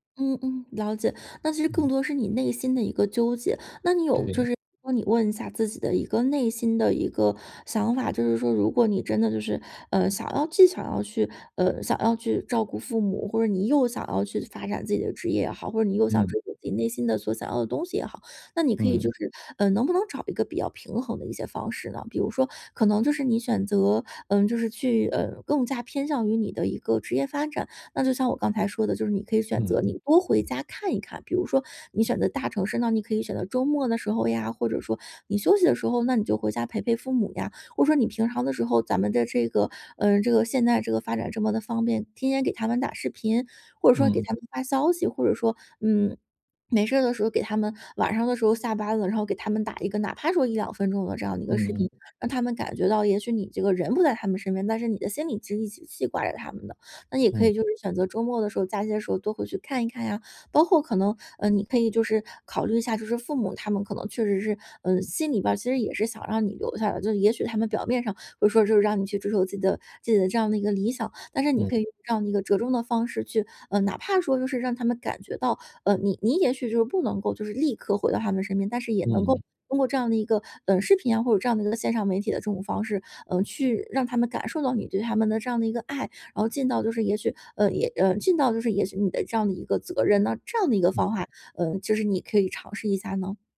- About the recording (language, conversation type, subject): Chinese, advice, 陪伴年迈父母的责任突然增加时，我该如何应对压力并做出合适的选择？
- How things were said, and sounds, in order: none